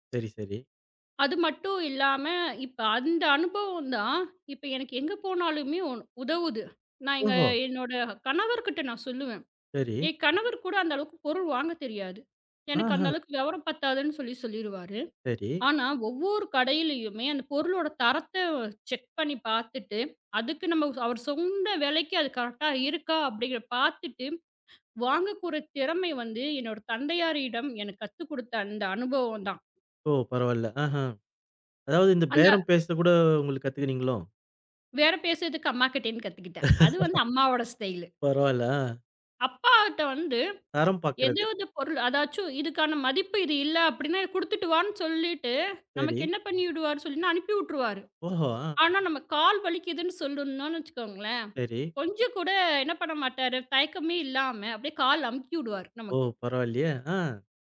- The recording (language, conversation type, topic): Tamil, podcast, குடும்பத்தினர் அன்பையும் கவனத்தையும் எவ்வாறு வெளிப்படுத்துகிறார்கள்?
- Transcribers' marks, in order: in English: "செக்"; in English: "கரெக்ட்டா"; laugh; in English: "ஸ்டைலு"; "அனுப்பி" said as "உட்டுருவாரு"